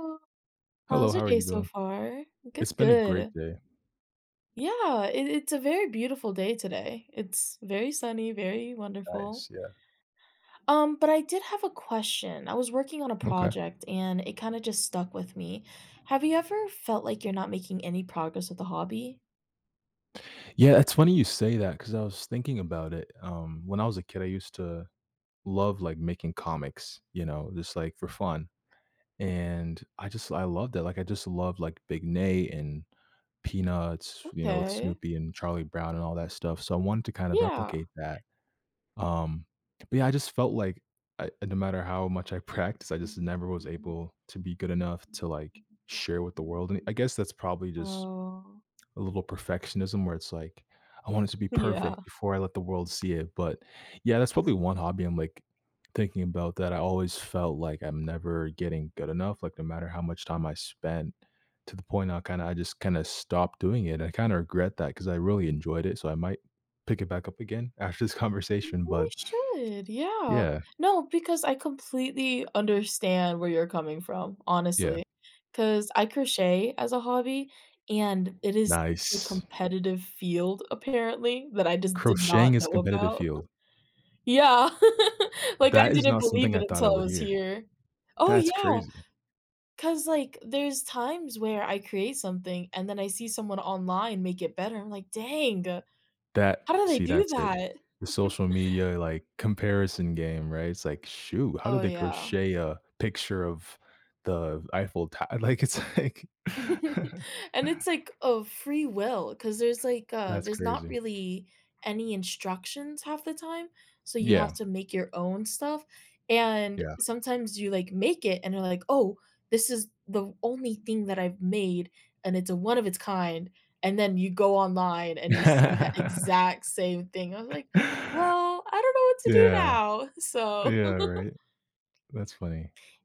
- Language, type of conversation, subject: English, unstructured, Have you ever felt stuck making progress in a hobby?
- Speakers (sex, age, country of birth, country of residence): female, 20-24, United States, United States; male, 20-24, Canada, United States
- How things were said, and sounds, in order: unintelligible speech; other background noise; tapping; laughing while speaking: "Yeah"; laughing while speaking: "this"; giggle; giggle; giggle; laughing while speaking: "like, it's like"; chuckle; chuckle; giggle